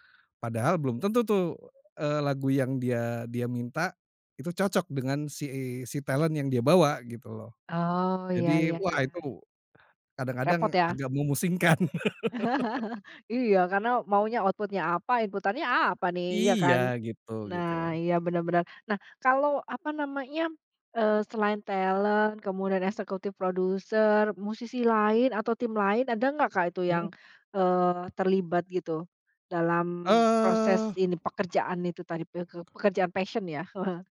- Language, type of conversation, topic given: Indonesian, podcast, Pernahkah kamu berkolaborasi dalam proyek hobi, dan bagaimana pengalamanmu?
- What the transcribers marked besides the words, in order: in English: "talent"; laugh; in English: "output-nya"; in English: "executive producer"; in English: "passion"; chuckle